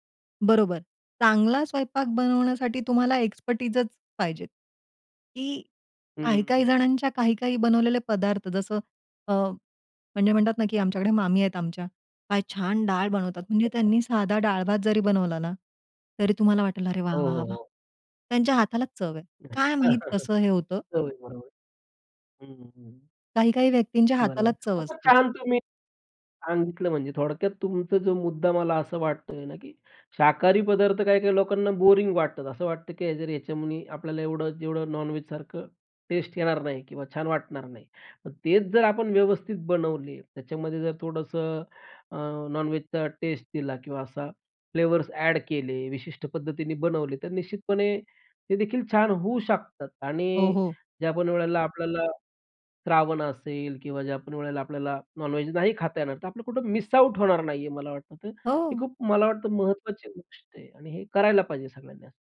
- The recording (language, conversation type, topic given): Marathi, podcast, शाकाहारी पदार्थांचा स्वाद तुम्ही कसा समृद्ध करता?
- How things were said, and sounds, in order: in English: "एक्स्पर्टाईजचं"; chuckle; in English: "नॉन-व्हेज"; in English: "नॉन-व्हेजचा"; in English: "फ्लेवर्स ॲड"; in English: "नॉन-व्हेज"; in English: "मिस आउट"